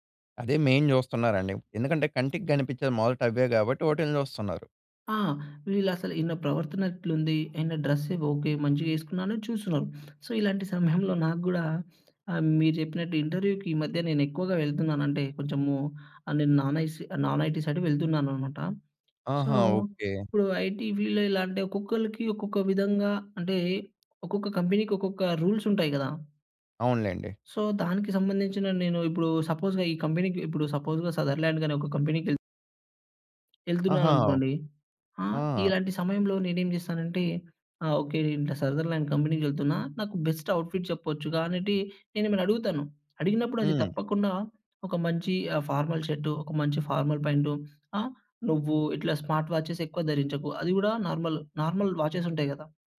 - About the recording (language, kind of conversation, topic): Telugu, podcast, సోషల్ మీడియా మీ లుక్‌పై ఎంత ప్రభావం చూపింది?
- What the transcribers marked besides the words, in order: in English: "మెయిన్"; in English: "డ్రెస్"; in English: "సో"; chuckle; in English: "ఇంటర్యుకి"; in English: "నాన్ ఐటీ సైడ్"; tapping; in English: "సో"; in English: "ఐటీ ఫీల్డ్"; in English: "రూల్స్"; in English: "సో"; in English: "సపోజ్‌గా"; in English: "సపోజ్‌గా సదర్లాండ్"; in English: "సదర్లాండ్ కంపెనీకెళ్తున్నా"; in English: "బెస్ట్ అవుట్‌ఫిట్"; in English: "ఫార్మల్"; in English: "ఫార్మల్"; in English: "స్మార్ట్"; in English: "నార్మల్, నార్మల్ వాచెస్"